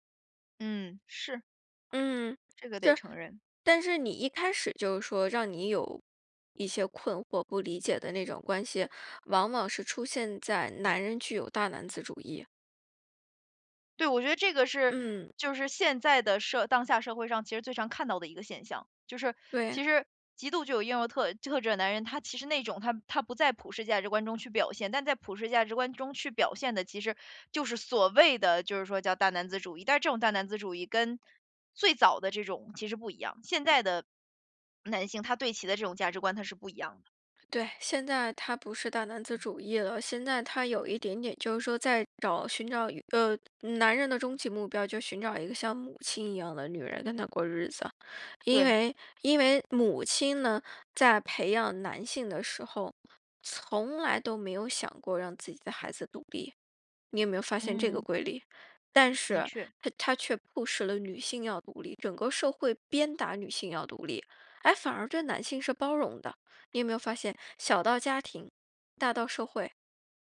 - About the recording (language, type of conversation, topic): Chinese, advice, 我怎样才能让我的日常行动与我的价值观保持一致？
- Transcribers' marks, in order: other background noise